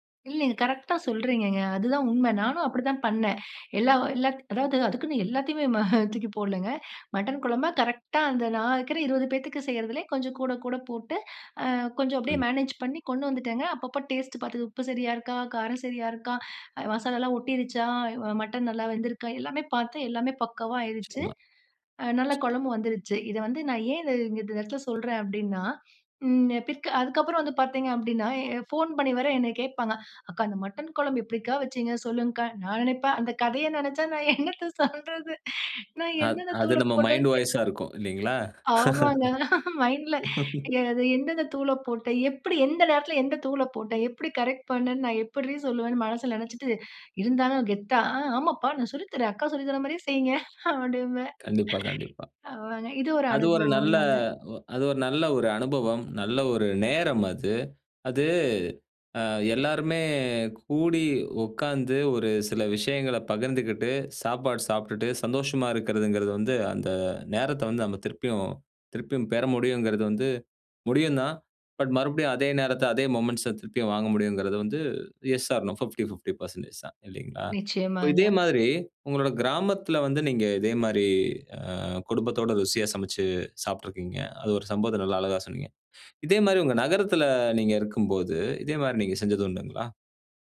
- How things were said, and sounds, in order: laughing while speaking: "எல்லாத்தையுமே ம தூக்கி போடலங்க"; in English: "மேனேஜ்"; other background noise; in English: "டேஸ்ட்டு"; inhale; laughing while speaking: "அந்த கதய நினைச்சா நான் என்னத்த சொல்றது! நான் எந்தெந்த தூள போட்டேன்னு. தெ"; in English: "மைண்ட் வாய்ஸா"; joyful: "ஆமாங்க. மைண்டுல அது எந்தெந்த தூள … ஒரு அனுபவம் தாங்க"; laughing while speaking: "மைண்டுல அது எந்தெந்த தூள போட்டேன்? … மாரியே செய்யுங்க, அப்படின்பேன்"; in English: "மைண்டுல"; laugh; chuckle; in English: "கரெக்ட்"; in English: "மொமெண்ட்ஸ"; in English: "எஸ் ஆர் நோ. ஃபிஃப்டி ஃபிஃப்டி பெர்செண்டேஜ்"; inhale
- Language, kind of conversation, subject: Tamil, podcast, ஒரு குடும்பம் சார்ந்த ருசியான சமையல் நினைவு அல்லது கதையைப் பகிர்ந்து சொல்ல முடியுமா?